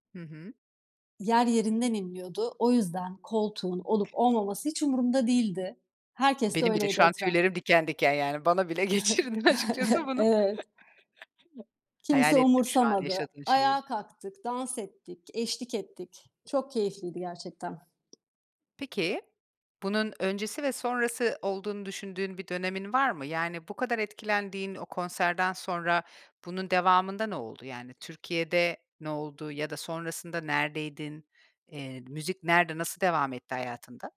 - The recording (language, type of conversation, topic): Turkish, podcast, Müzik ruh halimizi nasıl değiştirir?
- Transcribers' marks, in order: other background noise; tapping; chuckle; laughing while speaking: "bana bile geçirdin açıkçası bunu"; chuckle